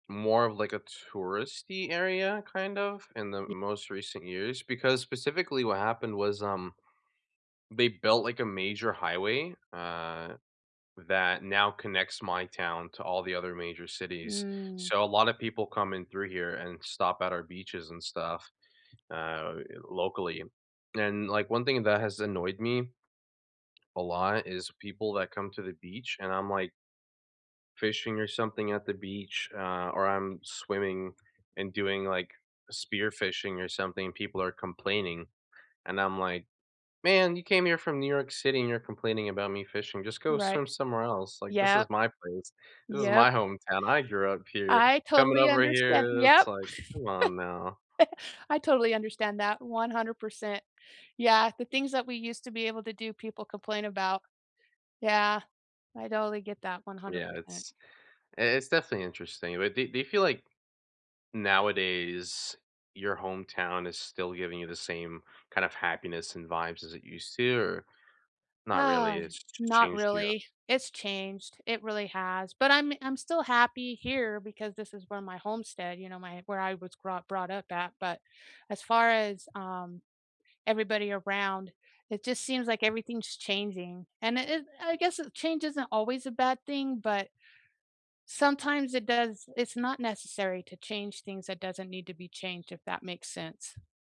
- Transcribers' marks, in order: tapping; other background noise; laugh
- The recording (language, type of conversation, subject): English, unstructured, How does your hometown keep shaping who you are, from childhood to today?
- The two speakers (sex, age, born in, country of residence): female, 50-54, United States, United States; male, 20-24, United States, United States